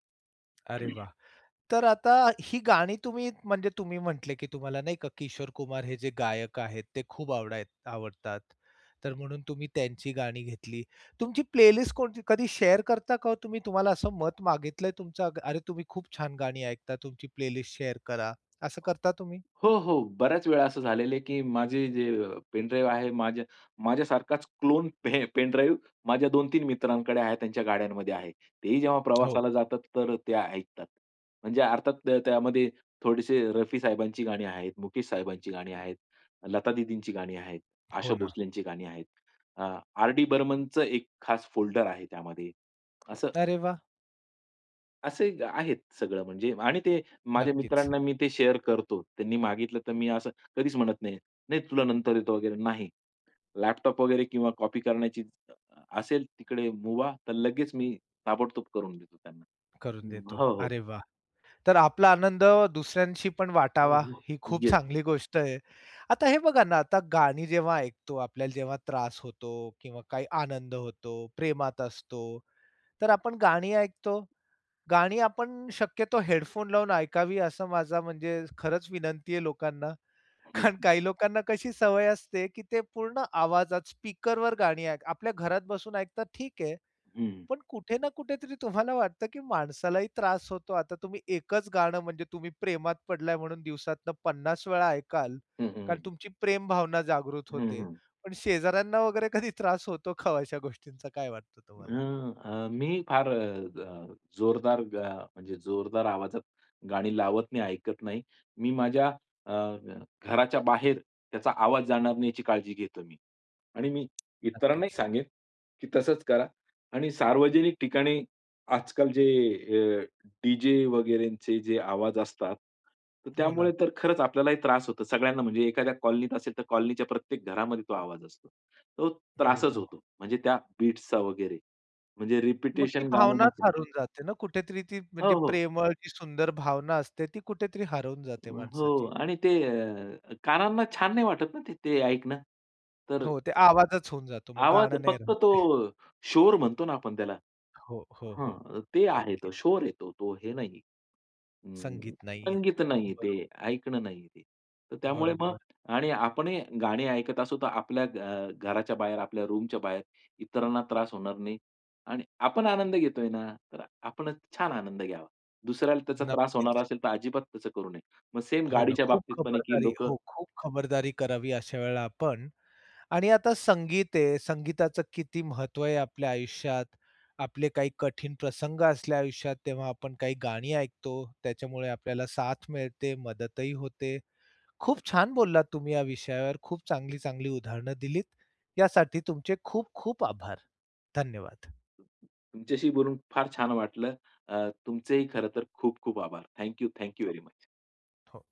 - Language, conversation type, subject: Marathi, podcast, कठीण दिवसात कोणती गाणी तुमची साथ देतात?
- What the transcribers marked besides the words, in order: tapping; other noise; in English: "प्ले लिस्ट"; in English: "शेअर"; in English: "प्ले लिस्ट शेअर"; other background noise; in English: "शेअर"; in English: "रिस्क"; chuckle; laughing while speaking: "कधी त्रास होतो का ओ अशा गोष्टींचा?"; in English: "बीट्सचा"; in English: "रिपिटिशन"; laughing while speaking: "राहत ते"; in English: "रूमच्या"; in English: "थँक यू, थँक यू व्हेरी मुच"